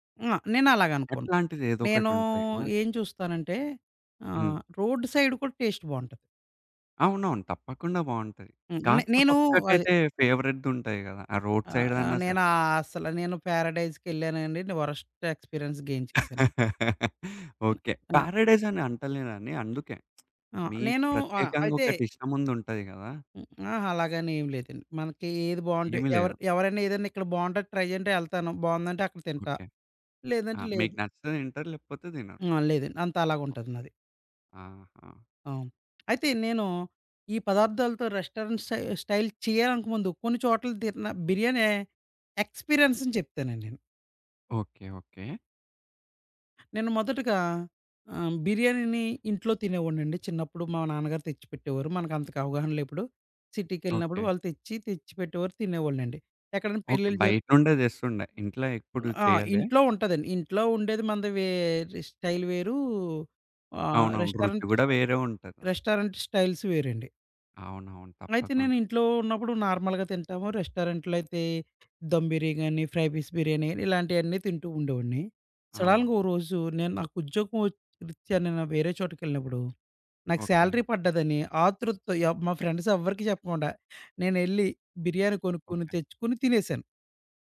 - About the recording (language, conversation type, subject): Telugu, podcast, సాధారణ పదార్థాలతో ఇంట్లోనే రెస్టారెంట్‌లాంటి రుచి ఎలా తీసుకురాగలరు?
- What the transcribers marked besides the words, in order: in English: "సైడ్"; in English: "టేస్ట్"; other background noise; in English: "ఫేవరెట్‌దుంటాయి"; in English: "రోడ్ సైడ్‌దన్నా"; in English: "వరస్ట్ ఎక్స్పీరియన్స్ గెయిన్"; laugh; lip smack; tapping; in English: "ట్రై"; in English: "రెస్టారెంట్ స్టై స్టైల్"; in English: "ఎక్స్‌పీరియన్స్‌ని"; in English: "సిటీకెళ్ళినప్పుడు"; in English: "స్టైల్"; in English: "రెస్టారెంట్"; in English: "రెస్టారెంట్ స్టైల్స్"; in English: "నార్మల్‌గా"; in English: "రెస్టారెంట్‌లో"; in English: "ఫ్రై పీస్"; in English: "సడెన్‌గ"; in English: "శాలరీ"